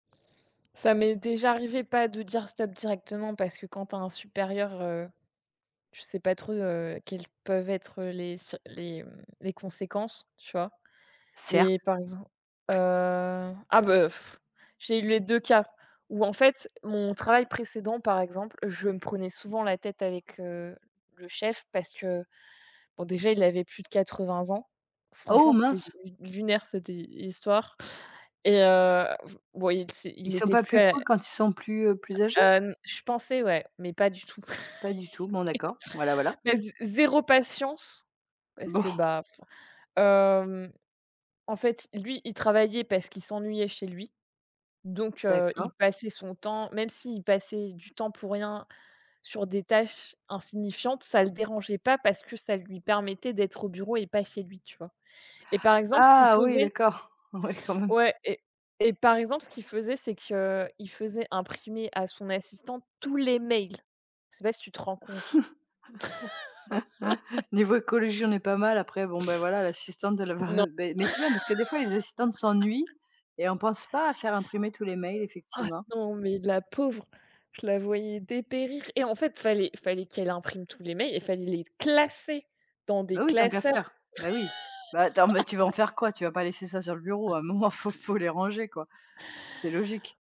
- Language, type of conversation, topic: French, unstructured, Quelle est votre plus grande leçon sur l’équilibre entre vie professionnelle et vie personnelle ?
- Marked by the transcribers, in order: tapping; blowing; chuckle; stressed: "tous"; laugh; laugh; laugh; other background noise; stressed: "classer"; laugh